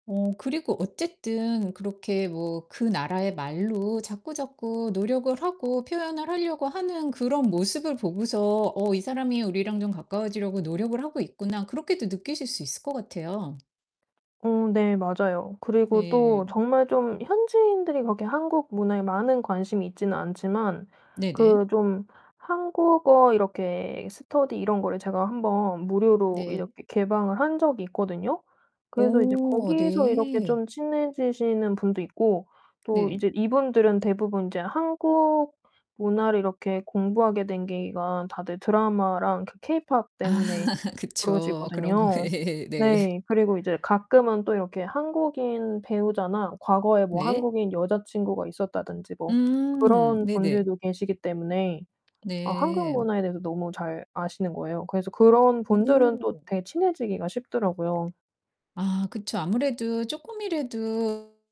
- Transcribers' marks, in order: mechanical hum; other background noise; tapping; "이렇게" said as "일력게"; laughing while speaking: "아"; laugh; laugh; distorted speech
- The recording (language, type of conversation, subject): Korean, podcast, 다문화 이웃과 자연스럽게 친해지려면 어떻게 하면 좋을까요?